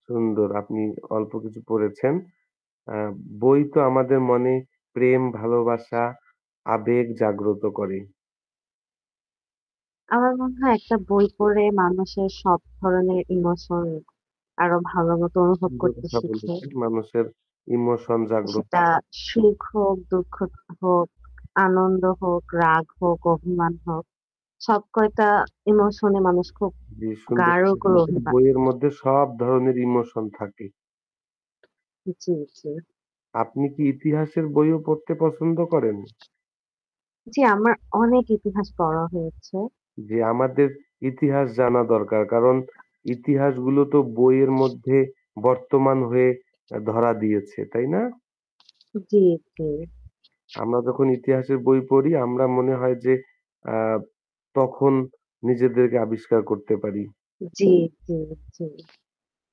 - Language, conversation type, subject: Bengali, unstructured, আপনি কোন ধরনের বই পড়তে সবচেয়ে বেশি পছন্দ করেন?
- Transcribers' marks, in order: static; other background noise; distorted speech; tapping